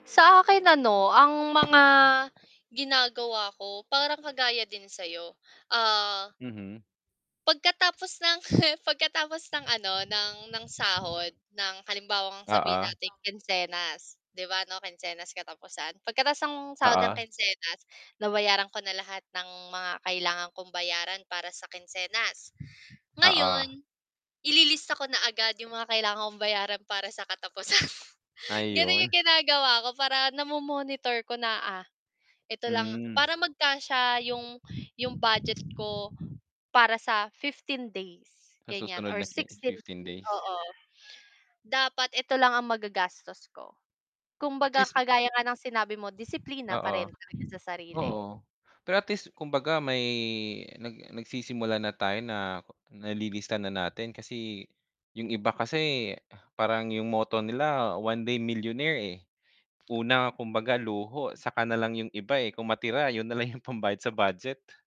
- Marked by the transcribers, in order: static; mechanical hum; chuckle; distorted speech; background speech; laughing while speaking: "katapusan"; other animal sound; laughing while speaking: "nalang"
- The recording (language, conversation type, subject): Filipino, unstructured, Paano mo pinaplano ang paggamit ng pera mo kada buwan?